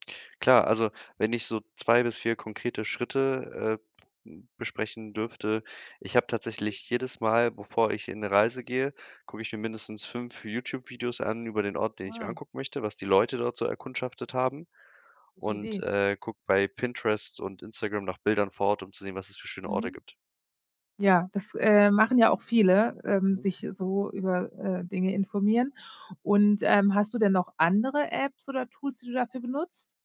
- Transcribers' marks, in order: none
- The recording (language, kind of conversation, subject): German, podcast, Was ist dein wichtigster Reisetipp, den jeder kennen sollte?